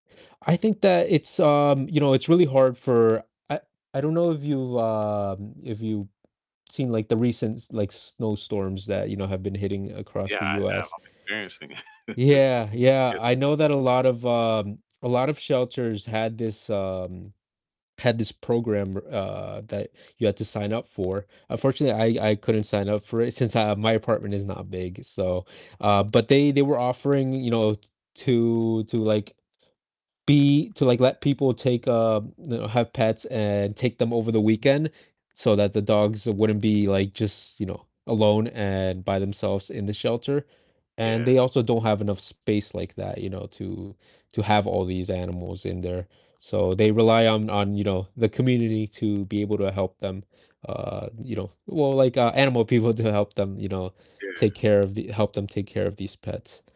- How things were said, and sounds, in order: distorted speech; tapping; static; laughing while speaking: "it"
- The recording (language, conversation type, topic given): English, unstructured, How do you feel about people abandoning pets they no longer want?